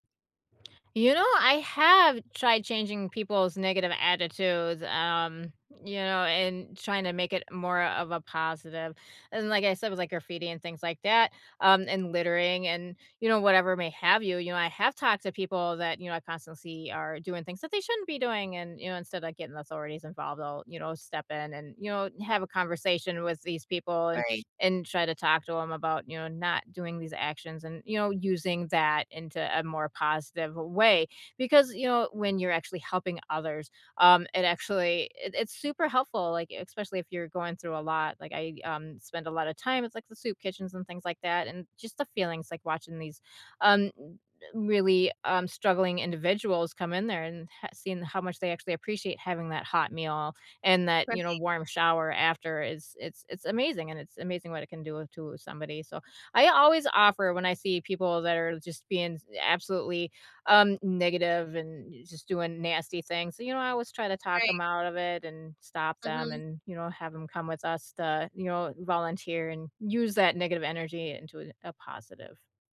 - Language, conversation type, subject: English, unstructured, What do you think about people spreading hate or negativity in your community?
- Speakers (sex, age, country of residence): female, 40-44, United States; female, 45-49, United States
- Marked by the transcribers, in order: unintelligible speech; tapping